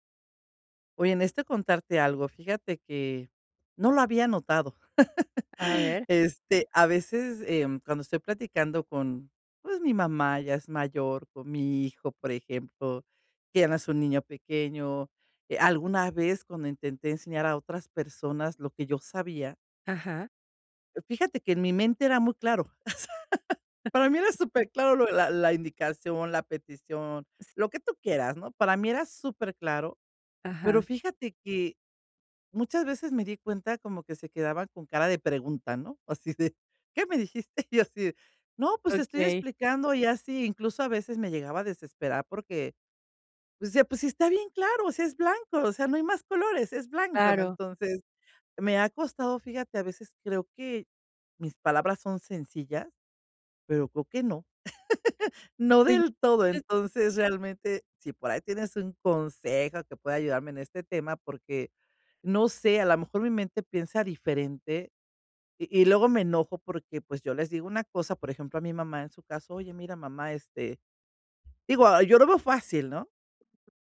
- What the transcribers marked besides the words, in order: laugh; laughing while speaking: "o sea"; other noise; laughing while speaking: "dijiste?"; laugh; unintelligible speech
- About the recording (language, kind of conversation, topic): Spanish, advice, ¿Qué puedo hacer para expresar mis ideas con claridad al hablar en público?